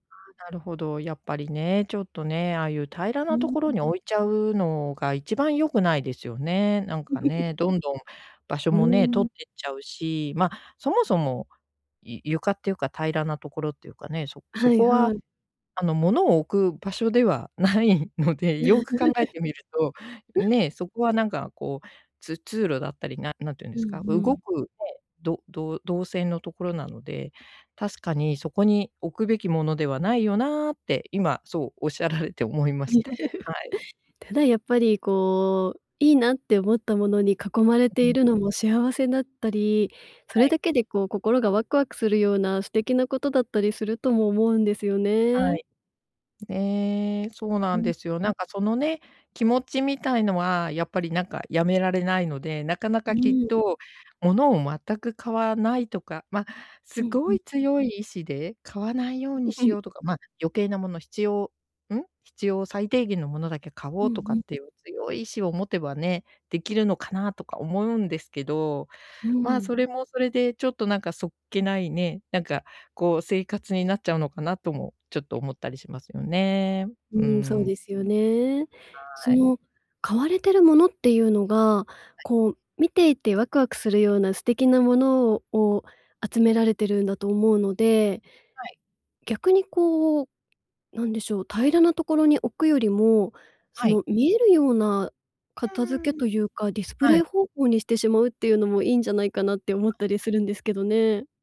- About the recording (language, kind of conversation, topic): Japanese, advice, 家事や整理整頓を習慣にできない
- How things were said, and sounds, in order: laugh; laughing while speaking: "ないので"; laugh; laugh; other background noise